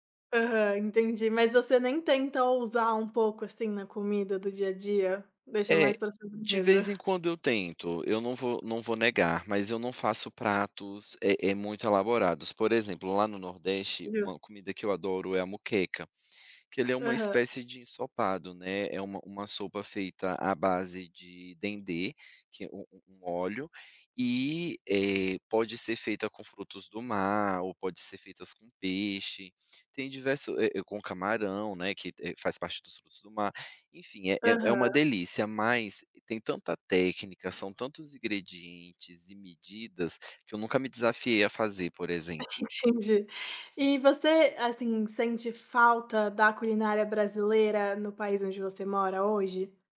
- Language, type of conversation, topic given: Portuguese, podcast, Qual comida você associa ao amor ou ao carinho?
- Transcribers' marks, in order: chuckle; unintelligible speech; tapping; laughing while speaking: "Entendi"; other background noise